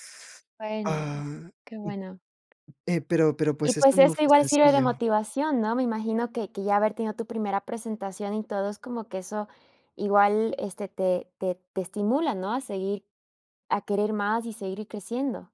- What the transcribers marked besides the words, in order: other background noise; tapping
- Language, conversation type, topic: Spanish, podcast, ¿Qué cambio en tu vida te ayudó a crecer más?